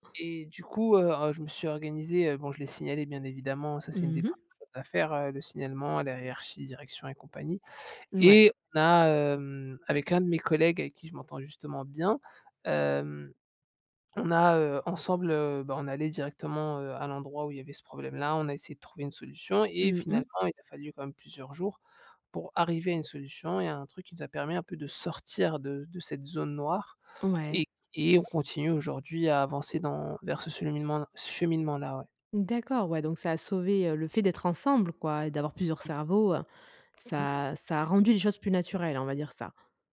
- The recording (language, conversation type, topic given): French, podcast, Peux-tu raconter un moment où ton équipe a vraiment bien fonctionné ?
- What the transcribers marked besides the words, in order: stressed: "sortir"; "cheminement-là" said as "ceminement-là"; other background noise